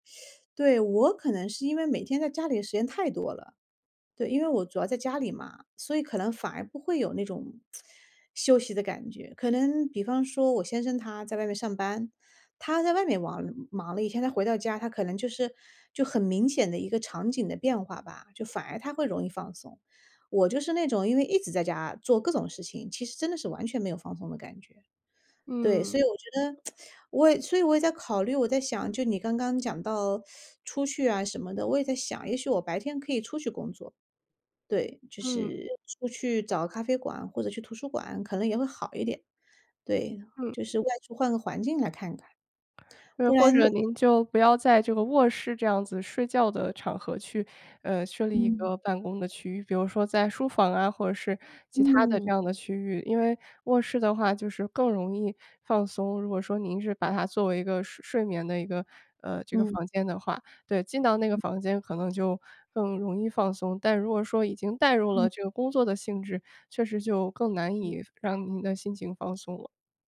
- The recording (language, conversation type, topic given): Chinese, advice, 为什么我在家里很难放松休息？
- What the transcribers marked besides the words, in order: tsk; tsk; teeth sucking; other background noise